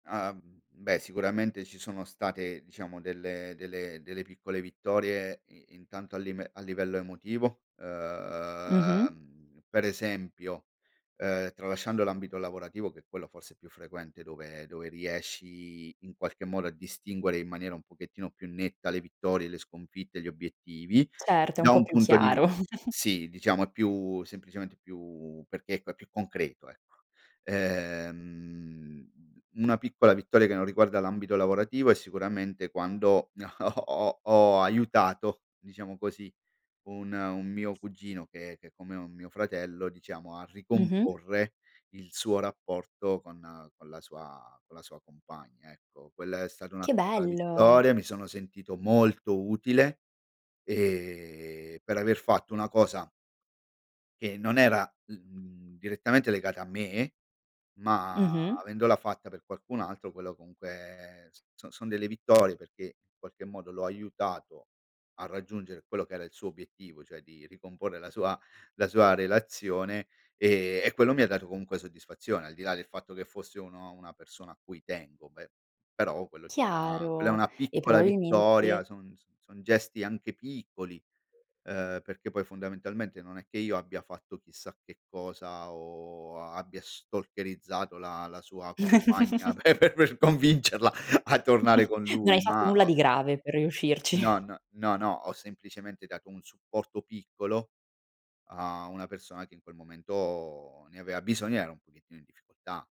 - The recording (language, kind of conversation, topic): Italian, podcast, Qual è il ruolo delle piccole vittorie nel rafforzare la tua fiducia in te stesso?
- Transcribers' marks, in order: drawn out: "ehm"; chuckle; tapping; drawn out: "Ehm"; chuckle; drawn out: "ma"; other background noise; drawn out: "o"; in English: "stalkerizzato"; chuckle; laughing while speaking: "pe per convincerla"; chuckle; chuckle; drawn out: "momento"